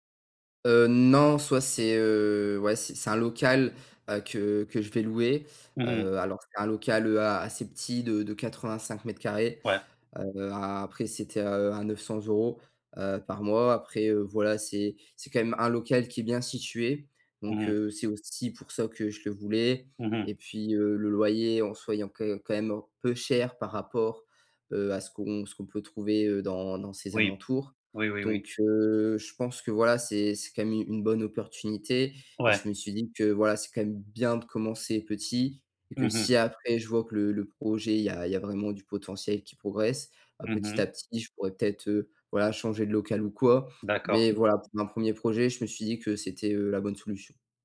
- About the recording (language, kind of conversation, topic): French, advice, Comment gérer mes doutes face à l’incertitude financière avant de lancer ma startup ?
- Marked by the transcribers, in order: stressed: "bien"